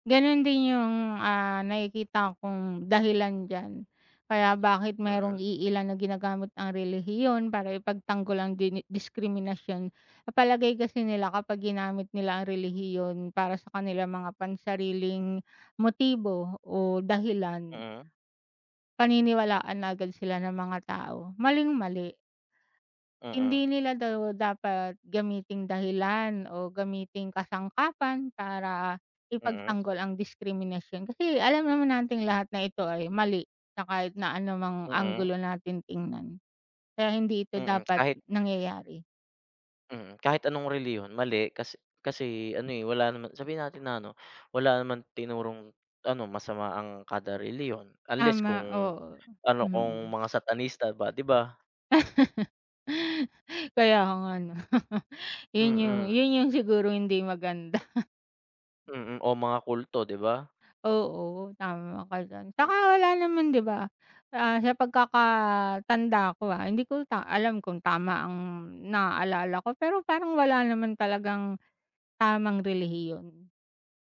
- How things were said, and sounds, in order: other background noise; laugh; laughing while speaking: "maganda"
- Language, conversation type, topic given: Filipino, unstructured, Ano ang palagay mo sa mga taong ginagamit ang relihiyon bilang dahilan para sa diskriminasyon?